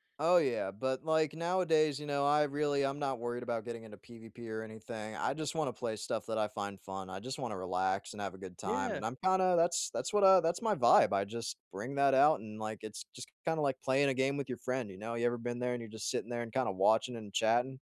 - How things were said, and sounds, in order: none
- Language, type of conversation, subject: English, unstructured, How do you stay motivated when working toward a big goal?